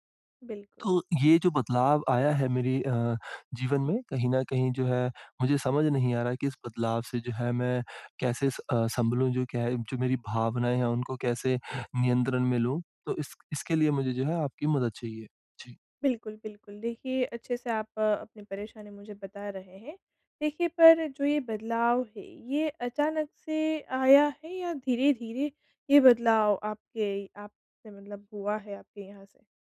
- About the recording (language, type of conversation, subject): Hindi, advice, बदलते हालातों के साथ मैं खुद को कैसे समायोजित करूँ?
- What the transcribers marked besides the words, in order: none